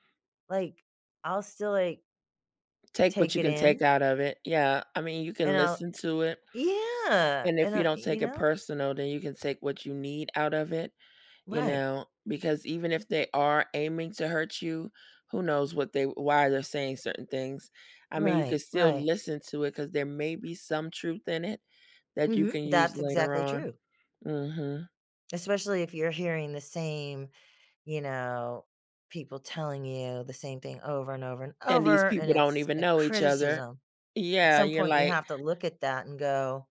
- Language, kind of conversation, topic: English, unstructured, How do you use feedback from others to grow and improve yourself?
- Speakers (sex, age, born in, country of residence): female, 45-49, United States, United States; female, 60-64, United States, United States
- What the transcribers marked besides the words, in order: other background noise; tapping